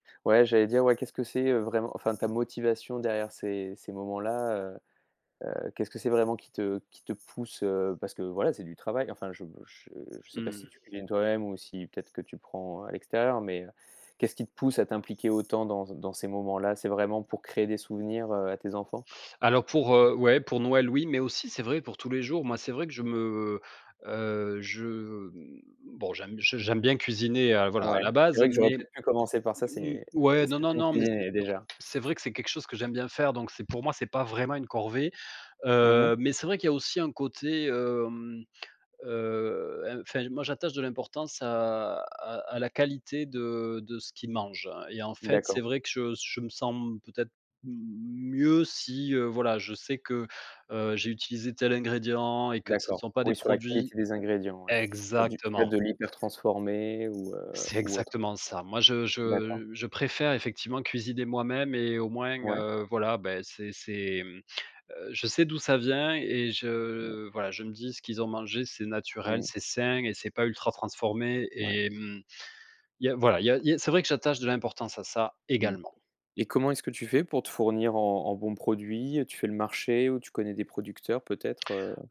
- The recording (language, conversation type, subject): French, podcast, Quel rôle jouent les repas dans ta famille ?
- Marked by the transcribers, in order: other background noise; unintelligible speech; stressed: "également"